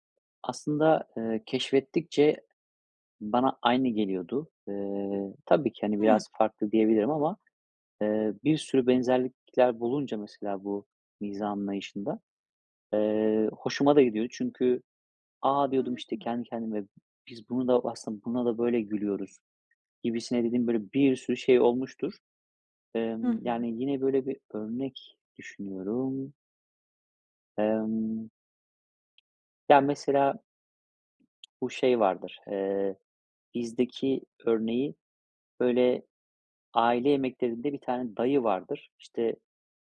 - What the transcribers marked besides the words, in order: drawn out: "Emm"; tapping
- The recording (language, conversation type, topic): Turkish, podcast, İki dili bir arada kullanmak sana ne kazandırdı, sence?